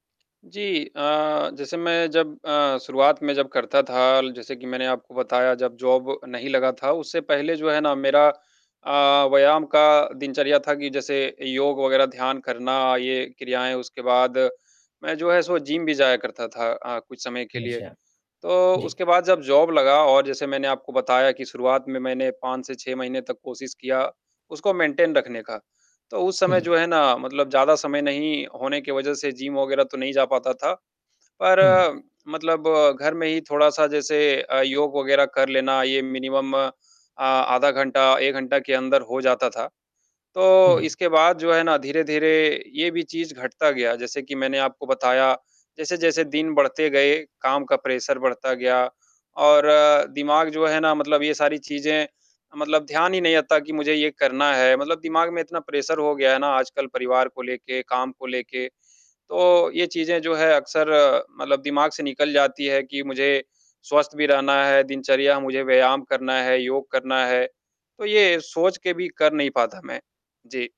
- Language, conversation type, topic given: Hindi, advice, परिवार और काम की जिम्मेदारियों के बीच आप व्यायाम के लिए समय कैसे निकालते हैं?
- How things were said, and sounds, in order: in English: "जॉब"; other background noise; in English: "सो"; static; in English: "जॉब"; in English: "मेंटेन"; in English: "मिनिमम"; in English: "प्रेशर"; in English: "प्रेशर"